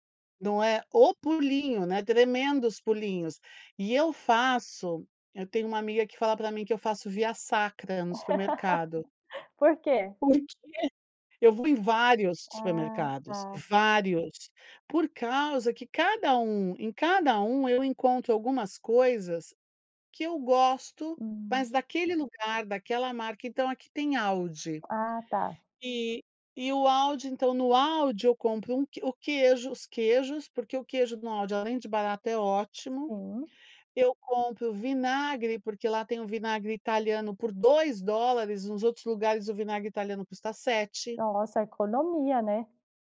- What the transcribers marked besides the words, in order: laugh
- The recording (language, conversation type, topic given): Portuguese, podcast, Como você organiza a cozinha para facilitar o preparo das refeições?